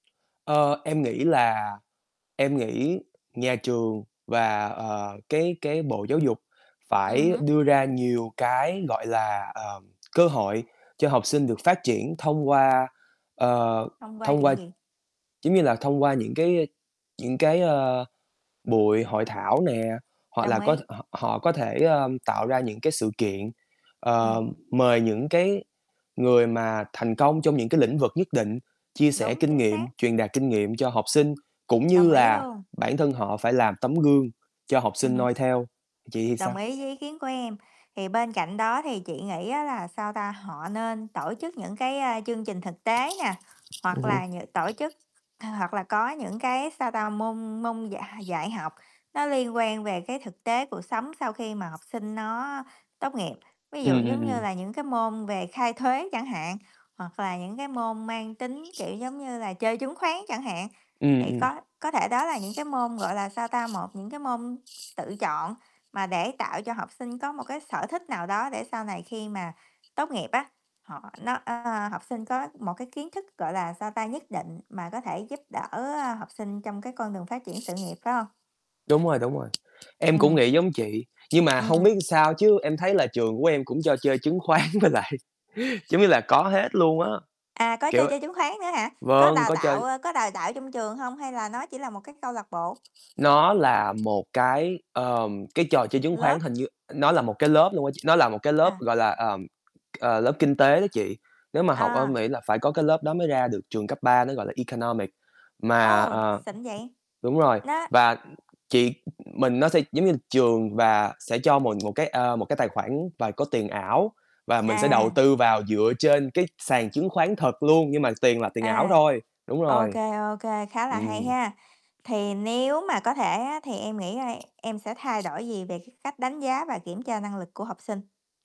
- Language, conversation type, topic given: Vietnamese, unstructured, Nếu bạn có thể thay đổi một điều ở trường học của mình, bạn sẽ thay đổi điều gì?
- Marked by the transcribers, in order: static; distorted speech; tapping; other background noise; laughing while speaking: "khoán"; in English: "Economic"; other noise